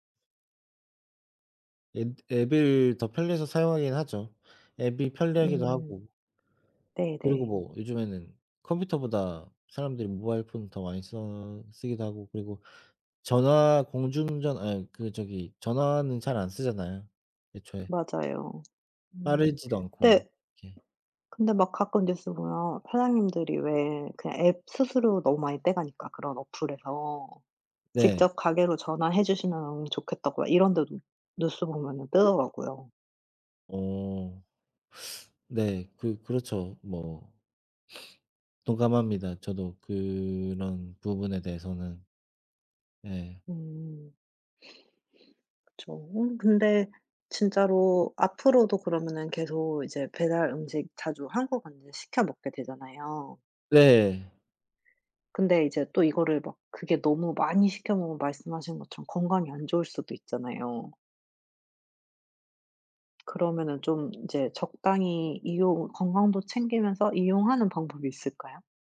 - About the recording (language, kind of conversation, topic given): Korean, unstructured, 음식 배달 서비스를 너무 자주 이용하는 것은 문제가 될까요?
- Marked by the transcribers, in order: other background noise; tapping; teeth sucking